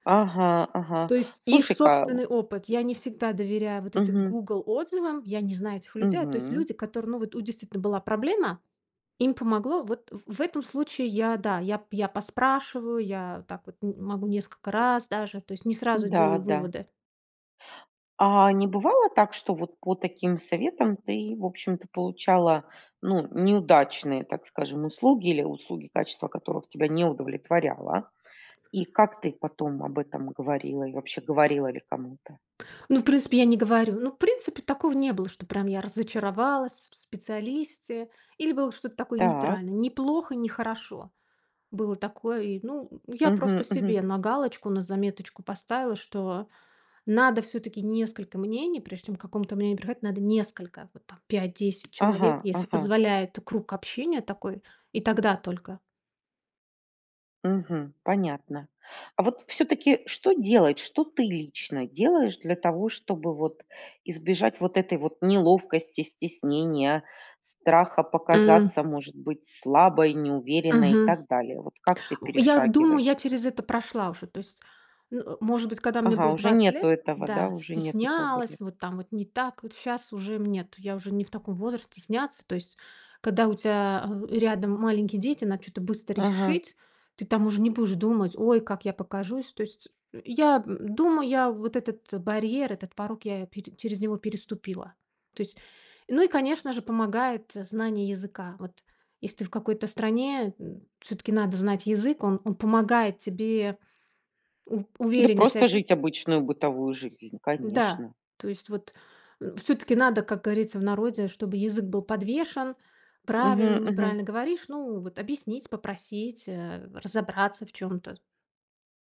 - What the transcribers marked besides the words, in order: other noise; tapping; grunt; "надо" said as "над"
- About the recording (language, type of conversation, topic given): Russian, podcast, Как понять, когда следует попросить о помощи?